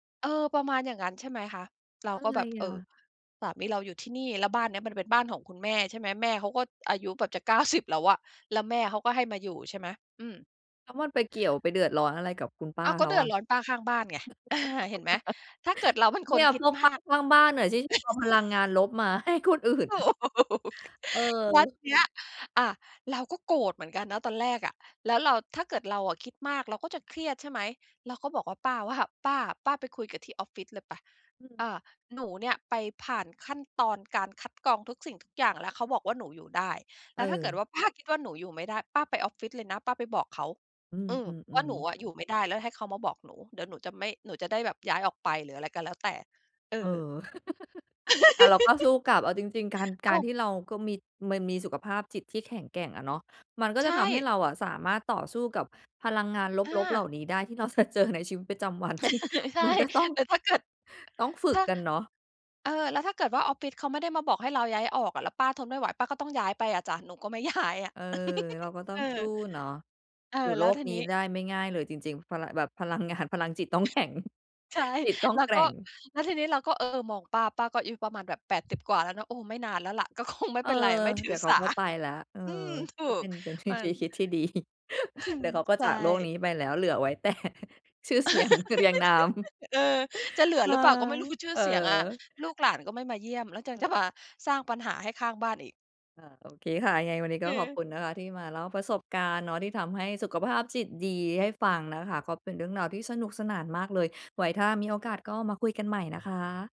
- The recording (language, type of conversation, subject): Thai, podcast, ช่วยบอกวิธีง่ายๆ ที่ทุกคนทำได้เพื่อให้สุขภาพจิตดีขึ้นหน่อยได้ไหม?
- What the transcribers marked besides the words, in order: laugh; chuckle; laughing while speaking: "ถูก"; giggle; laugh; laughing while speaking: "จะเจอในชีวิตประจำวัน ที่มันก็ต้อง"; chuckle; giggle; other noise; laughing while speaking: "แข็ง"; tapping; laughing while speaking: "ก็คงไม่เป็นไร ไม่ถือสา"; chuckle; laughing while speaking: "อืม"; laughing while speaking: "แต่ ชื่อเสียงเรียงนาม"; laugh